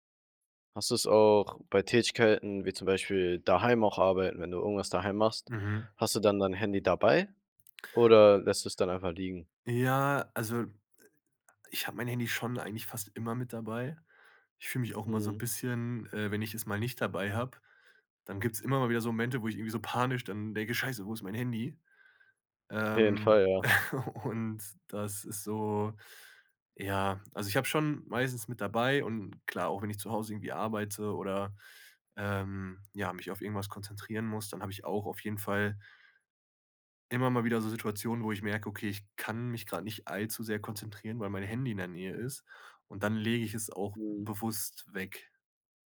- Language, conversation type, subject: German, podcast, Wie planst du Pausen vom Smartphone im Alltag?
- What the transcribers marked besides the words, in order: other noise; laughing while speaking: "und"